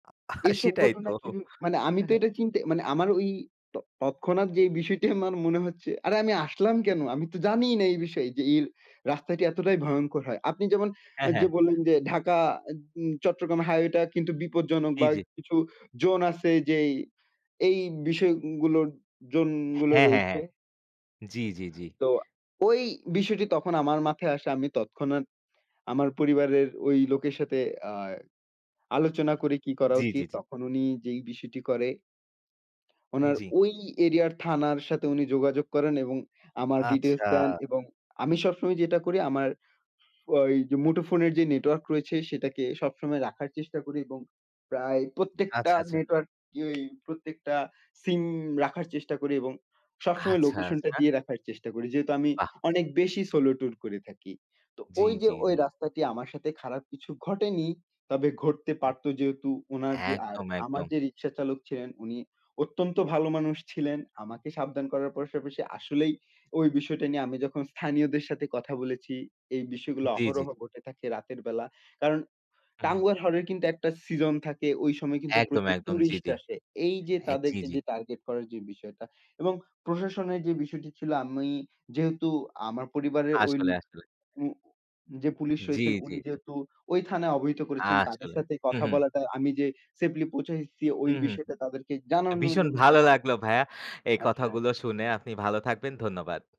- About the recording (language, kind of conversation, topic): Bengali, unstructured, আপনি কি কখনও একা ভ্রমণ করেছেন, আর সেই অভিজ্ঞতা কেমন ছিল?
- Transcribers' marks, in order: chuckle; laughing while speaking: "সেটাই তো"; "ঘটনা" said as "গটনা"; laughing while speaking: "আমার"; other background noise; "ভাইয়া" said as "ভায়া"